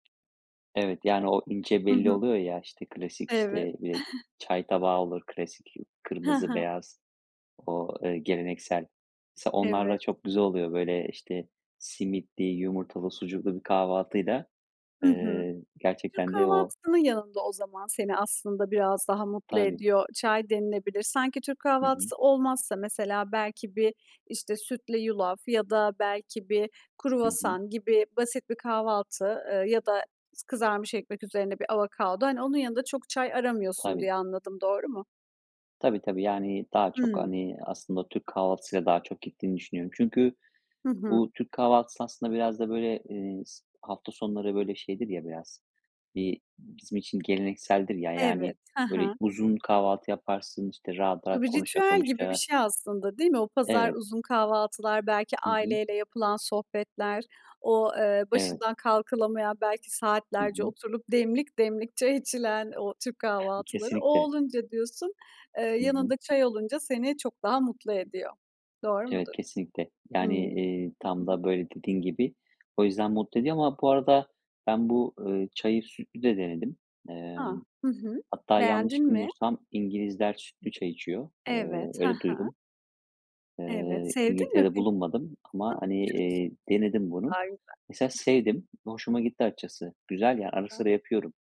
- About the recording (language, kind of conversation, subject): Turkish, podcast, Bir fincan çay ya da kahve seni neden mutlu eder?
- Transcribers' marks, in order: tapping; other background noise; chuckle; laughing while speaking: "çay içilen"; chuckle; unintelligible speech; unintelligible speech